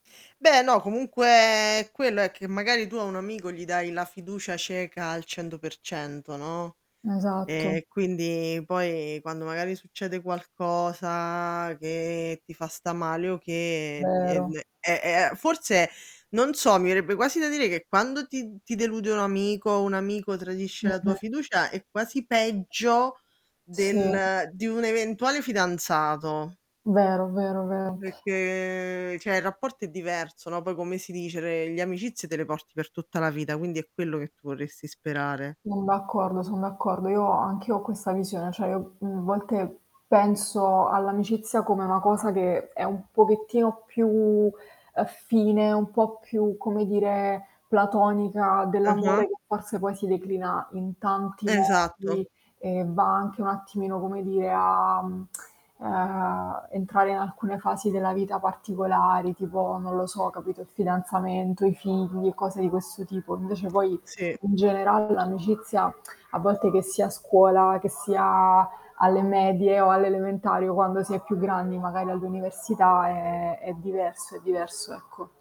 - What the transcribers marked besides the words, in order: drawn out: "comunque"; distorted speech; drawn out: "e quindi"; drawn out: "qualcosa che"; other background noise; unintelligible speech; tapping; drawn out: "Perché"; drawn out: "più"; drawn out: "più"; drawn out: "a, ehm"; tongue click; other street noise; tongue click; drawn out: "è"
- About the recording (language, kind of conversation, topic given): Italian, unstructured, Come reagisci quando un amico tradisce la tua fiducia?